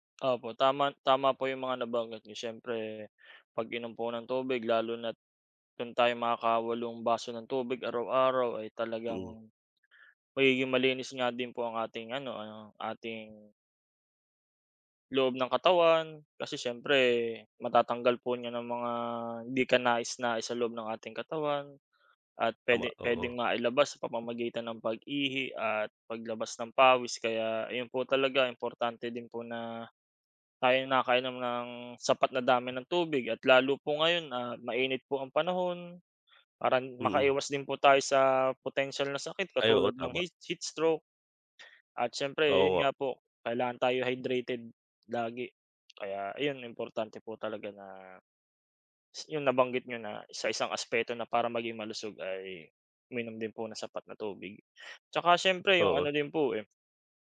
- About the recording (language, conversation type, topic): Filipino, unstructured, Ano ang ginagawa mo araw-araw para mapanatili ang kalusugan mo?
- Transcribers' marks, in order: none